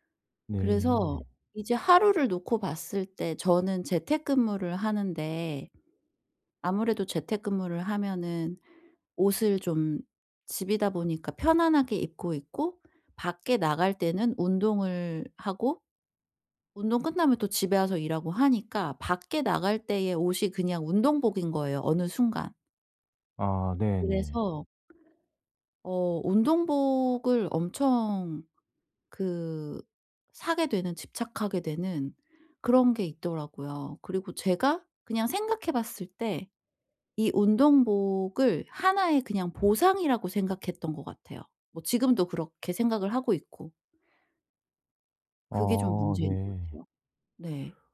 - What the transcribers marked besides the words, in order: none
- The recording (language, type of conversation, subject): Korean, advice, 왜 저는 물건에 감정적으로 집착하게 될까요?